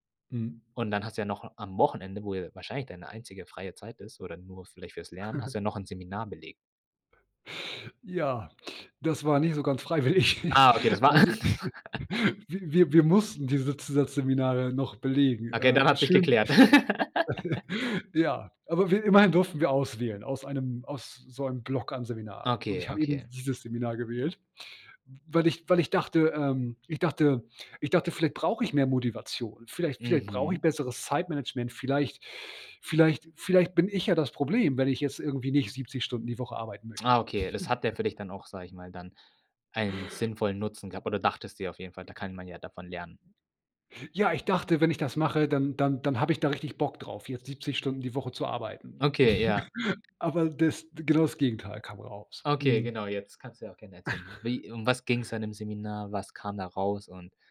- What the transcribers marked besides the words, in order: laugh; laughing while speaking: "freiwillig"; laugh; chuckle; laughing while speaking: "alles?"; laugh; chuckle; laugh; chuckle; tapping; chuckle; chuckle
- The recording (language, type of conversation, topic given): German, podcast, Welche Erfahrung hat deine Prioritäten zwischen Arbeit und Leben verändert?